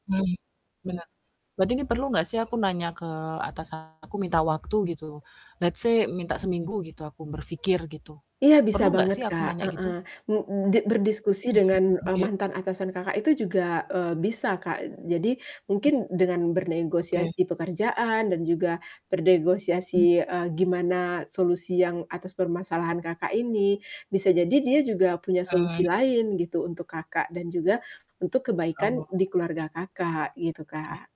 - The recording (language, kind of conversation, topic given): Indonesian, advice, Bagaimana kecemasan tentang masa depan membuat Anda takut mengambil keputusan besar?
- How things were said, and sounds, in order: static; distorted speech; tapping; in English: "let's say"; other background noise